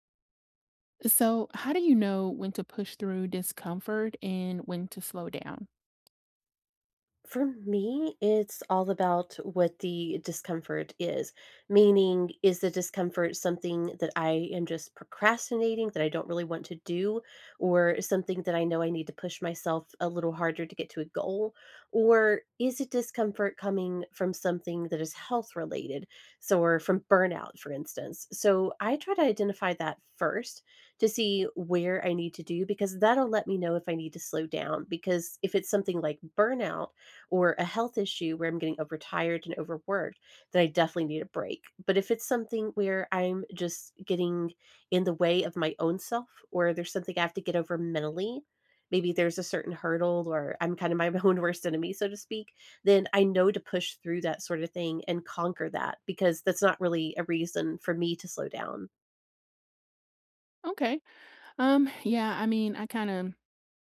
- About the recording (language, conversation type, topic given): English, unstructured, How can one tell when to push through discomfort or slow down?
- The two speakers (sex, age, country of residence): female, 30-34, United States; female, 35-39, United States
- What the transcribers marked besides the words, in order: tapping; laughing while speaking: "own"